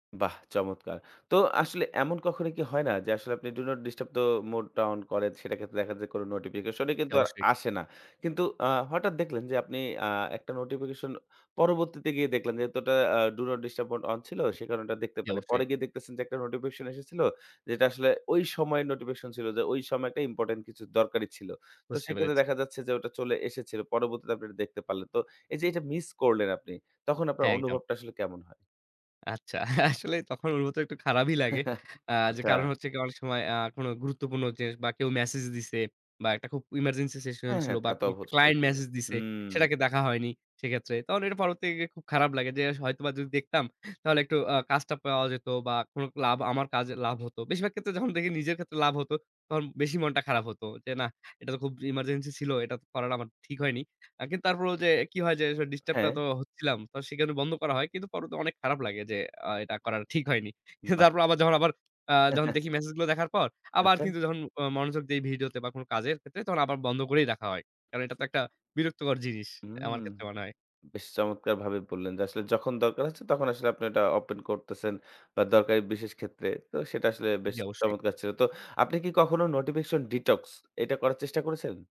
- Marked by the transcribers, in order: in English: "do not disturb"; in English: "do not disturb mode on"; laughing while speaking: "আসলে তখন ওর মতো একটু খারাপই লাগে"; laugh; tapping; in English: "emergency session"; in English: "client message"; laughing while speaking: "কিন্তু তারপর"; laugh; other background noise; in English: "notification detox"
- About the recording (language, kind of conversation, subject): Bengali, podcast, ফোনের বিজ্ঞপ্তি আপনি কীভাবে সামলান?